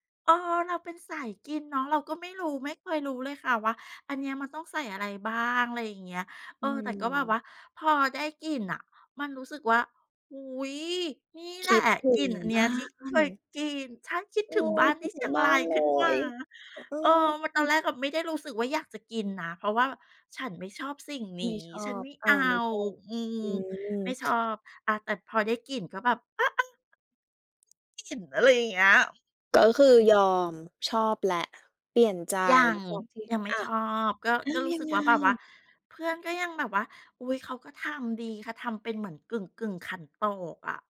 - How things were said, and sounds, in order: stressed: "อา ๆ"
- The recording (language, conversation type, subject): Thai, podcast, มีรสชาติอะไรที่ทำให้คุณคิดถึงบ้านขึ้นมาทันทีไหม?